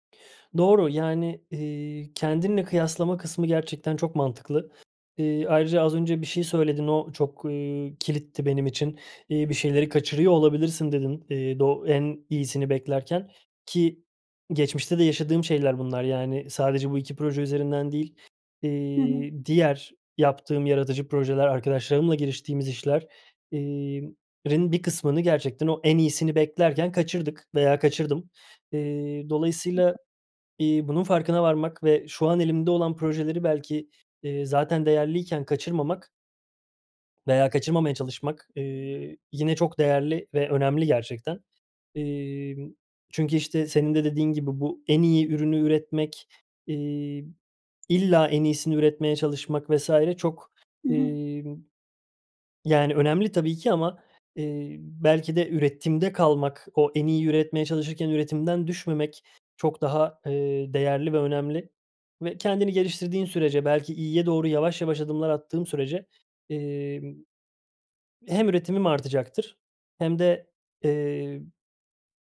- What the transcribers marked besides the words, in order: unintelligible speech
- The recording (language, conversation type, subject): Turkish, advice, Mükemmeliyetçilik yüzünden hiçbir şeye başlayamıyor ya da başladığım işleri bitiremiyor muyum?